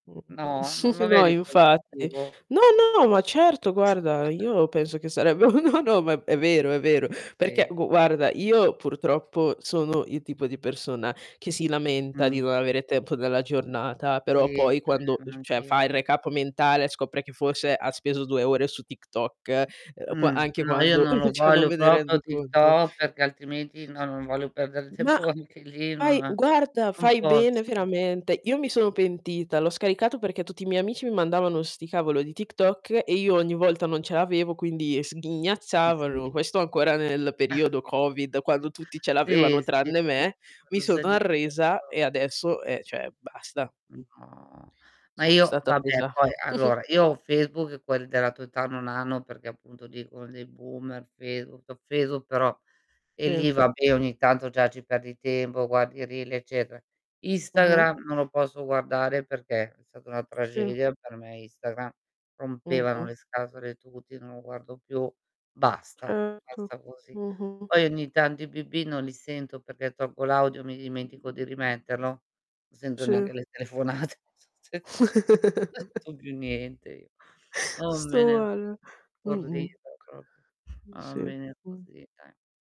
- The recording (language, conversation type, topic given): Italian, unstructured, Come affronteresti una settimana senza accesso a Internet?
- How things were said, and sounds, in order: groan; chuckle; distorted speech; chuckle; laughing while speaking: "no, no ma è vero, è vero"; static; "cioè" said as "ceh"; in English: "recap"; chuckle; "proprio" said as "propio"; "TikTok" said as "Tikto"; laughing while speaking: "tempo anche"; tapping; chuckle; unintelligible speech; "cioè" said as "ceh"; drawn out: "no"; chuckle; in English: "boomer"; chuckle; laughing while speaking: "telefonate"; unintelligible speech; unintelligible speech; "proprio" said as "propio"